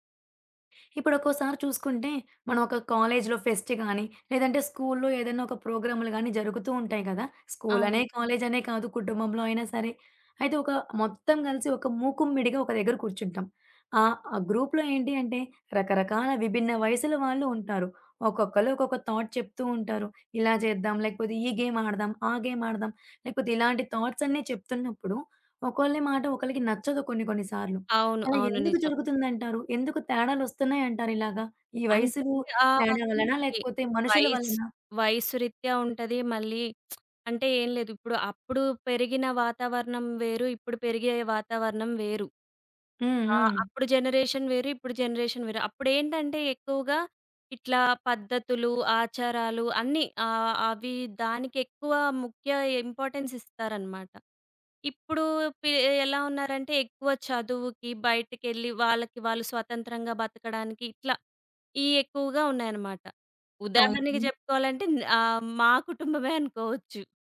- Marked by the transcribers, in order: in English: "ఫెస్ట్"; in English: "గ్రూప్‌లో"; in English: "థాట్"; in English: "గేమ్"; in English: "గేమ్"; in English: "థాట్స్"; lip smack; in English: "జనరేషన్"; in English: "జనరేషన్"; in English: "ఇంపార్టెన్స్"; other background noise
- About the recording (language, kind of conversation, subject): Telugu, podcast, విభిన్న వయస్సులవారి మధ్య మాటలు అపార్థం కావడానికి ప్రధాన కారణం ఏమిటి?